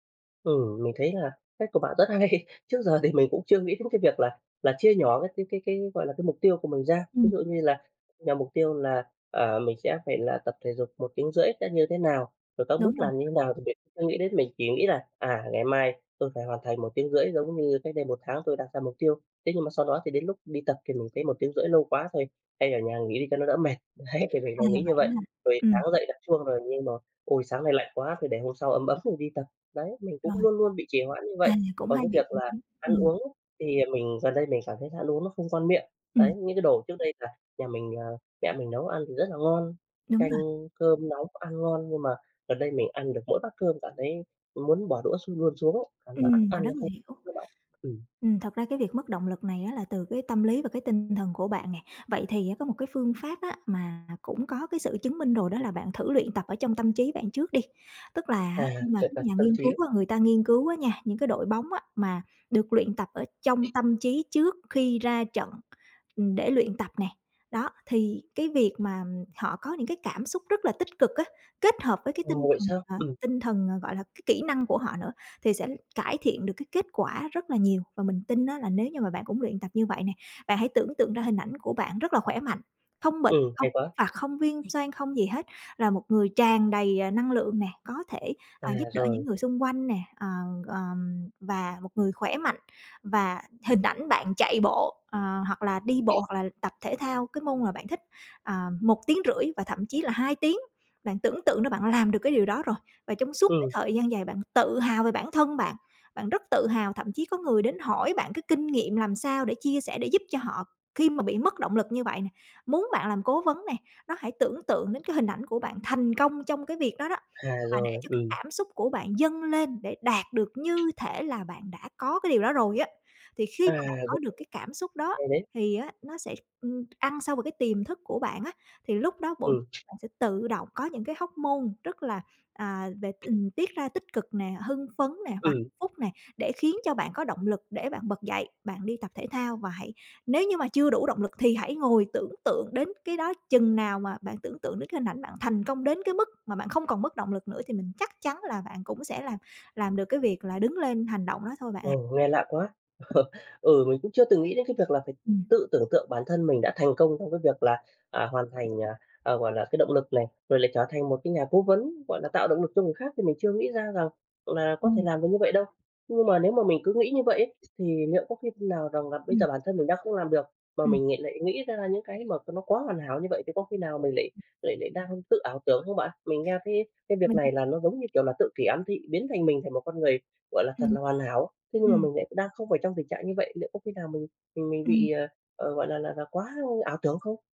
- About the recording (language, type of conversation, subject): Vietnamese, advice, Làm sao để giữ động lực khi đang cải thiện nhưng cảm thấy tiến triển chững lại?
- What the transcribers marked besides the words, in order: laughing while speaking: "rất hay"; tapping; other background noise; laughing while speaking: "Đấy"; unintelligible speech; chuckle